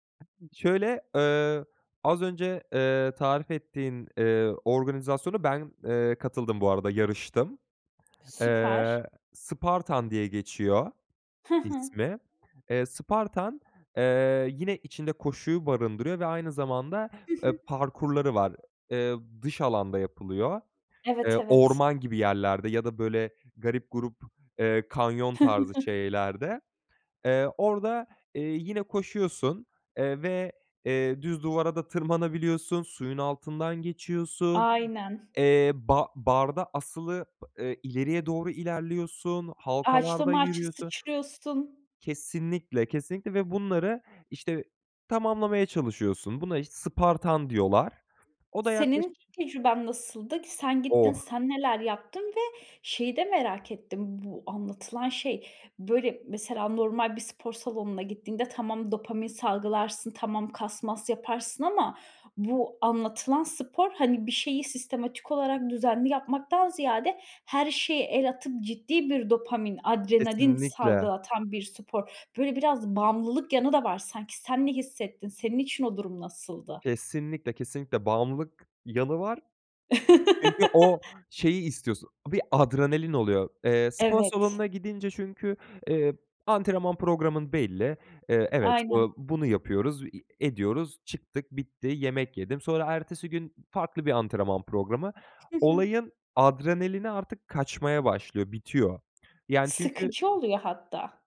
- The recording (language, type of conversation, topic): Turkish, podcast, Yeni bir hobiye nasıl başlarsınız?
- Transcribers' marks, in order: other background noise; chuckle; laugh